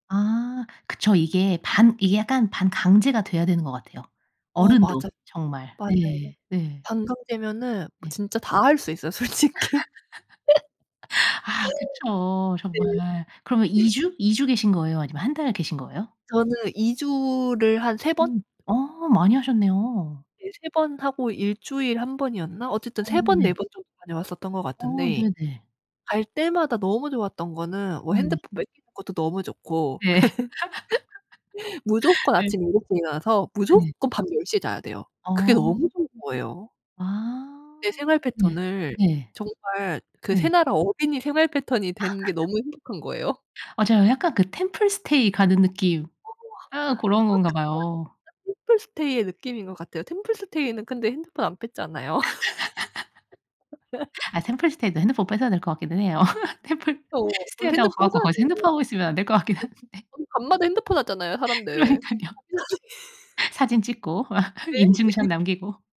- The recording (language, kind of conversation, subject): Korean, podcast, 스마트폰 같은 방해 요소를 어떻게 관리하시나요?
- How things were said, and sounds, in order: other background noise; laugh; laughing while speaking: "솔직히"; laugh; laugh; laugh; tapping; unintelligible speech; laugh; laugh; laughing while speaking: "같긴 한데"; unintelligible speech; laughing while speaking: "그러니깐요"; laugh; laughing while speaking: "막"; laughing while speaking: "네?"; laugh